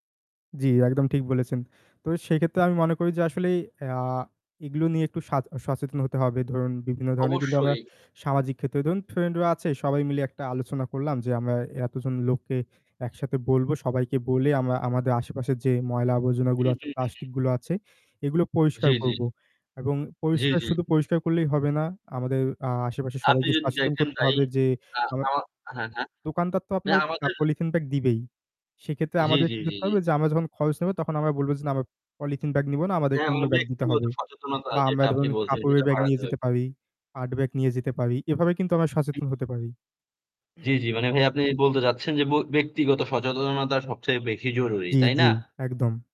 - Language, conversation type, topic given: Bengali, unstructured, প্লাস্টিক দূষণ আমাদের পরিবেশে কী প্রভাব ফেলে?
- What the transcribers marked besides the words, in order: distorted speech; static; "ধরুন" said as "ধউন"; "ফ্রেন্ড" said as "ফেন্ড"; "কাপড়ের" said as "কাপয়ের"; other background noise